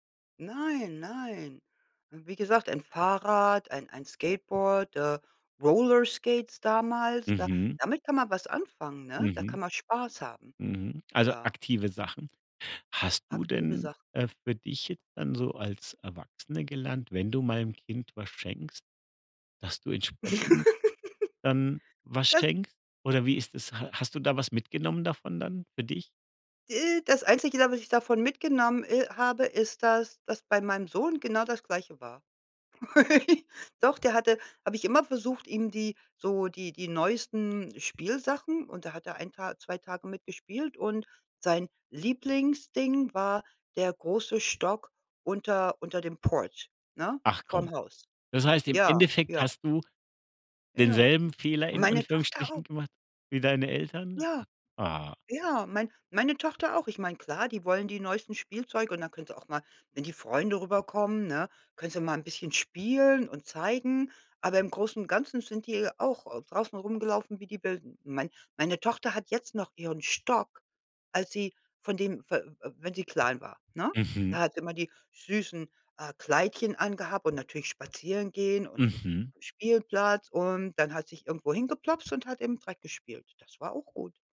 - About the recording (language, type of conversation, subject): German, podcast, Was war dein liebstes Spielzeug in deiner Kindheit?
- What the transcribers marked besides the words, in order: giggle; laugh; put-on voice: "Port"